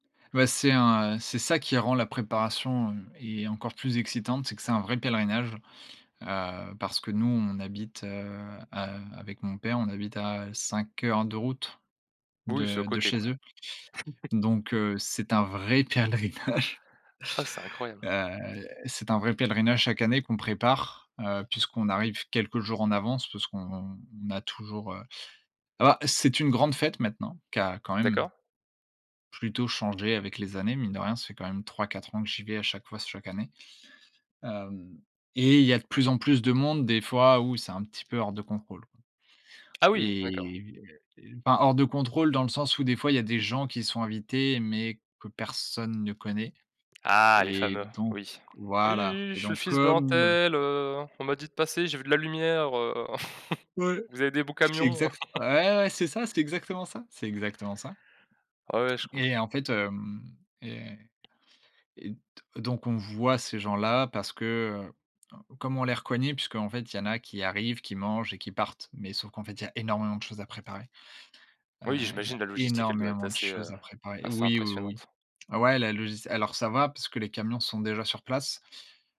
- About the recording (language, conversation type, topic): French, podcast, Quelle est la fête populaire que tu attends avec impatience chaque année ?
- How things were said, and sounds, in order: chuckle; stressed: "vrai"; laughing while speaking: "pèlerinage"; other background noise; drawn out: "Et"; chuckle; yawn; chuckle; tapping; stressed: "énormément"